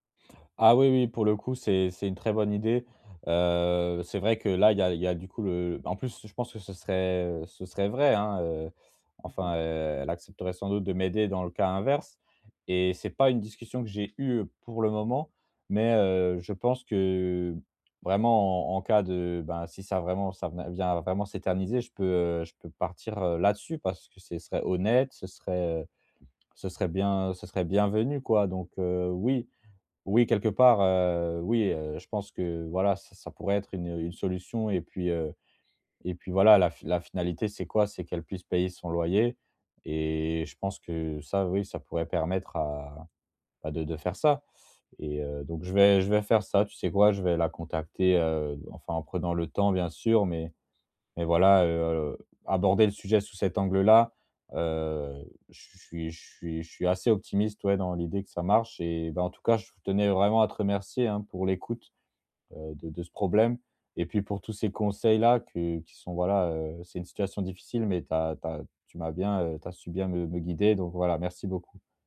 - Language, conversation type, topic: French, advice, Comment aider quelqu’un en transition tout en respectant son autonomie ?
- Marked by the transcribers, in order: tapping